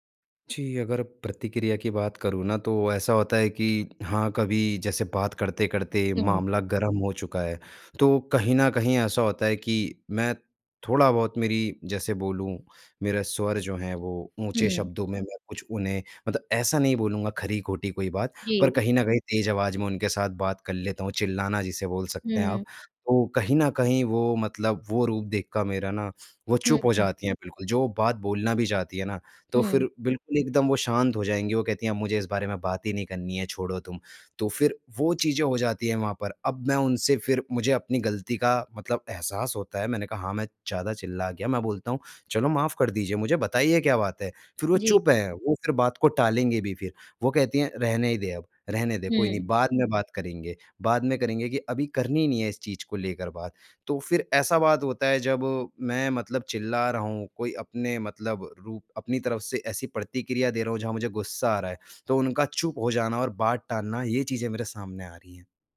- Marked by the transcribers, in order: none
- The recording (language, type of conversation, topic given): Hindi, advice, क्या आपके साथी के साथ बार-बार तीखी झड़पें होती हैं?
- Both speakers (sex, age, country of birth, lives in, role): female, 20-24, India, India, advisor; male, 25-29, India, India, user